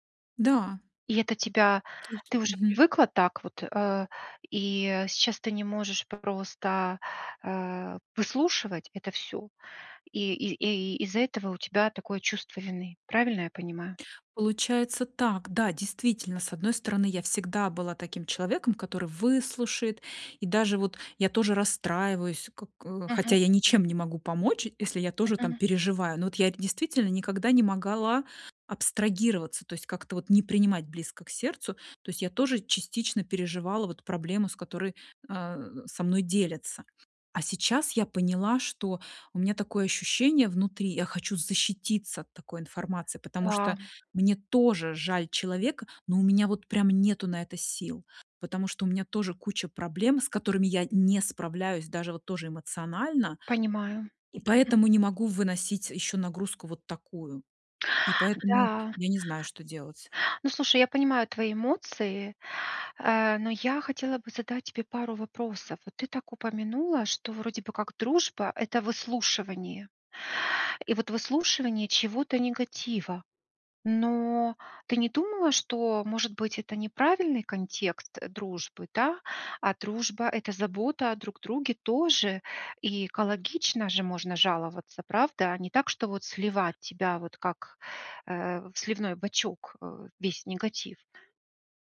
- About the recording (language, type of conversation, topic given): Russian, advice, Как честно выразить критику, чтобы не обидеть человека и сохранить отношения?
- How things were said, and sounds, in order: tapping; unintelligible speech; "могла" said as "мога ла"